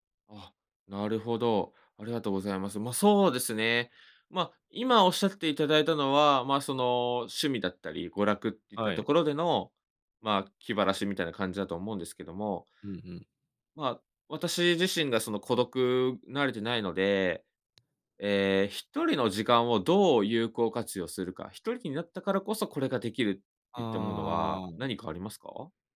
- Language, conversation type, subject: Japanese, advice, 趣味に取り組む時間や友人と過ごす時間が減って孤独を感じるのはなぜですか？
- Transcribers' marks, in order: none